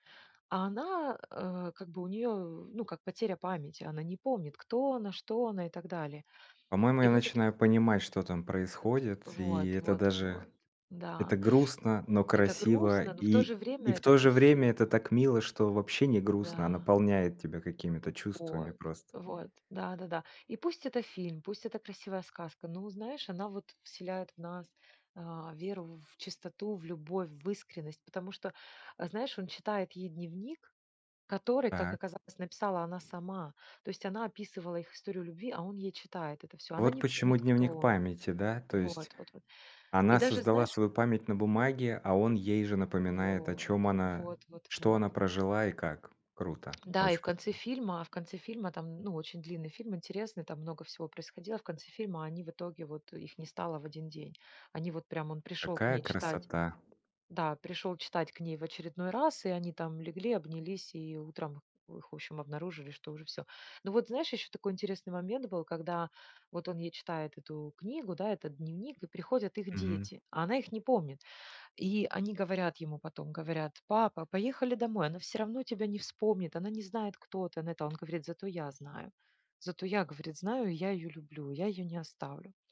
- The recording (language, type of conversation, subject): Russian, podcast, О каком своём любимом фильме вы бы рассказали и почему он вам близок?
- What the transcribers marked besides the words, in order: alarm; tapping